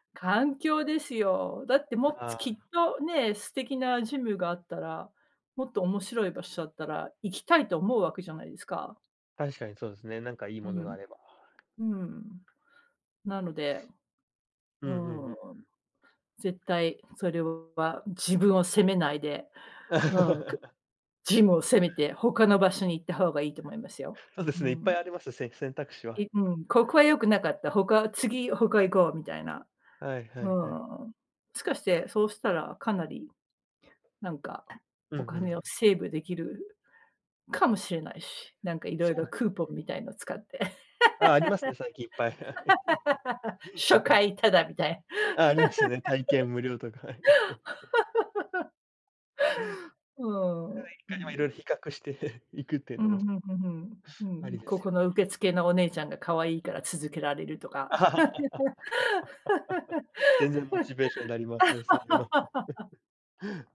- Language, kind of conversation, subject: Japanese, unstructured, 最近、自分が成長したと感じたことは何ですか？
- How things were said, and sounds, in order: other background noise; laugh; in English: "セーブ"; laughing while speaking: "はい"; laugh; laughing while speaking: "はい"; laugh; unintelligible speech; laughing while speaking: "色々比較していくっていうのも"; laugh; laugh